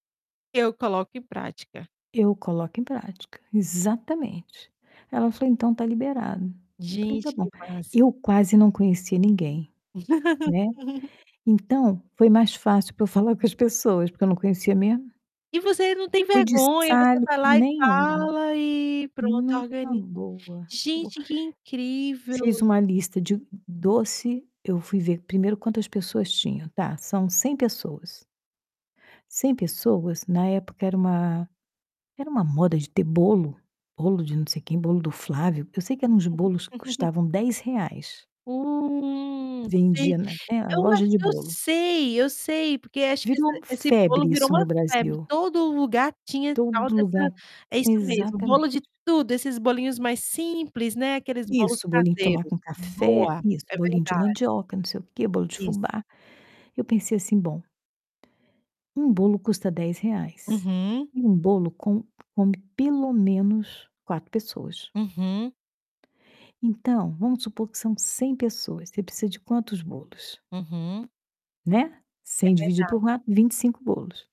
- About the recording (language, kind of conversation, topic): Portuguese, podcast, Como você organiza reuniões que realmente funcionam?
- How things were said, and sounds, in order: distorted speech; laugh; tapping; "mesmo" said as "mermo"; unintelligible speech; other background noise; static; laugh; drawn out: "Hum"